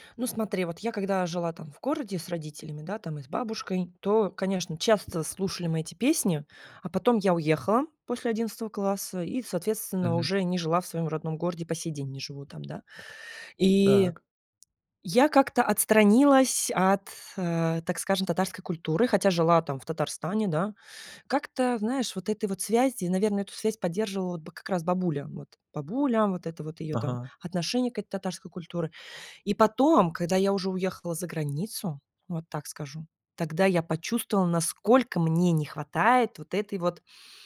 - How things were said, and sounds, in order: tapping
- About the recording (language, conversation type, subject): Russian, podcast, Какая песня у тебя ассоциируется с городом, в котором ты вырос(ла)?
- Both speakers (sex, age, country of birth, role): female, 35-39, Russia, guest; male, 45-49, Russia, host